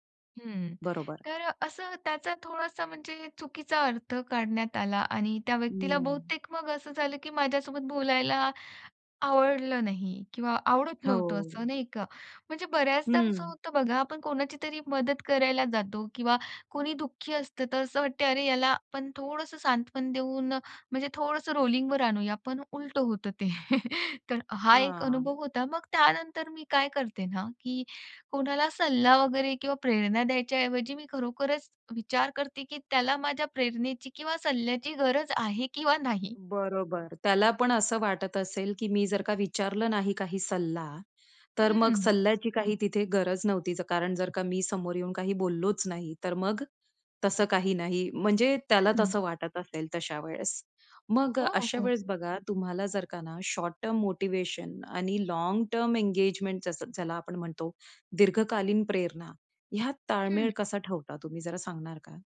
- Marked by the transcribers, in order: in English: "रोलिंगवर"; chuckle
- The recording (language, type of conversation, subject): Marathi, podcast, दुसऱ्यांना रोज प्रेरित ठेवण्यासाठी तुम्ही काय करता?